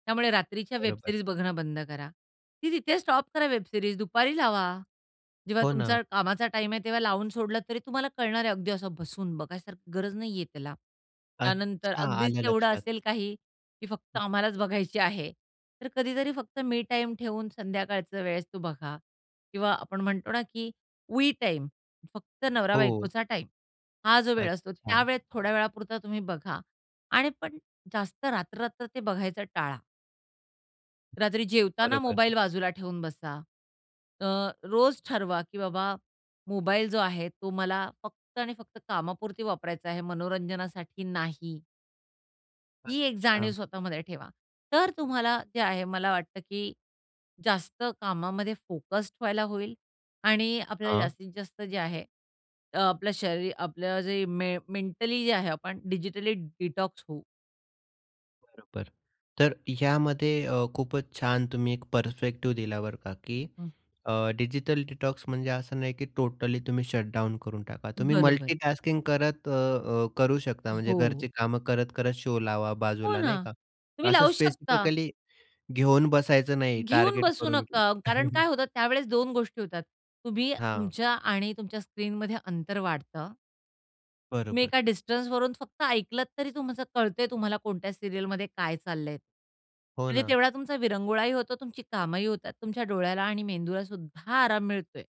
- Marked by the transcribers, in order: in English: "वेब सिरीज"; in English: "वेब सिरीज"; in English: "मी टाईम"; in English: "वी"; in English: "मेंटली"; in English: "डिजिटली डिटॉक्स"; in English: "पर्स्पेक्टिव्ह"; in English: "डिजिटल डिटॉक्स"; in English: "टोटली"; in English: "शट डाउन"; in English: "मल्टी टास्किंग"; in English: "शो"; laugh; in English: "सीरियलमध्ये"; stressed: "सुद्धा"
- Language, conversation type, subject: Marathi, podcast, डिजिटल डिटॉक्स सुरू करायची पद्धत काय आहे?